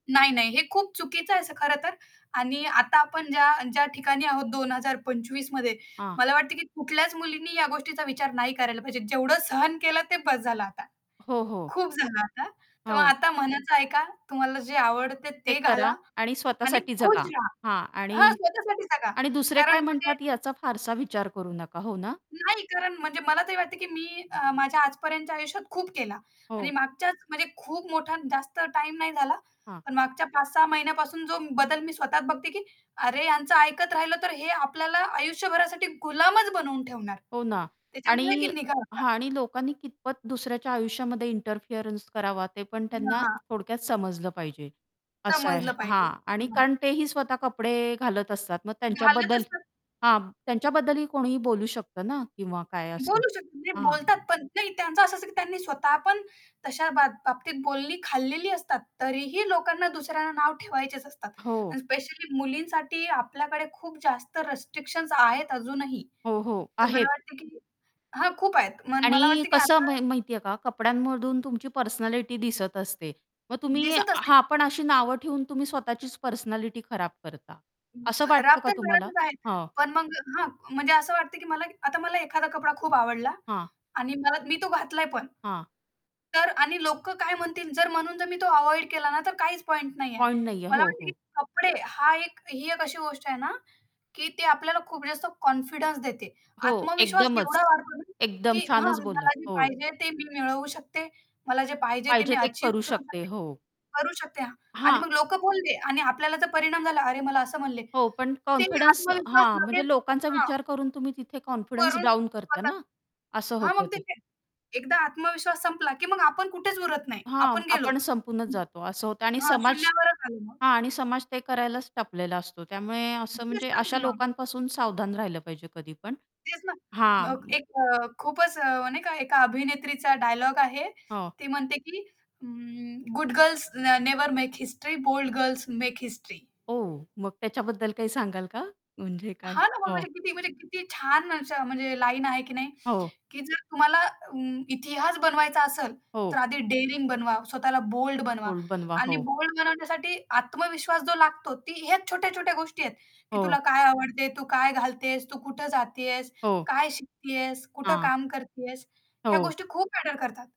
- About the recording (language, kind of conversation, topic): Marathi, podcast, तुम्ही तुमच्या कपड्यांमधून काय सांगू इच्छिता?
- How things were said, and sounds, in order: distorted speech; other background noise; in English: "इंटरफिअरन्स"; in English: "रिस्ट्रिक्शन्स"; in English: "पर्सनॅलिटी"; in English: "पर्सनॅलिटी"; in English: "कॉन्फिडन्स"; in English: "कॉन्फिडन्स"; in English: "कॉन्फिडन्स"; unintelligible speech; in English: "गुड गर्ल्स न नेव्हर मेक हिस्ट्री, बोल्ड गर्ल्स मेक हिस्ट्री"; in English: "बोल्ड"; in English: "बोल्ड"; in English: "बोल्ड"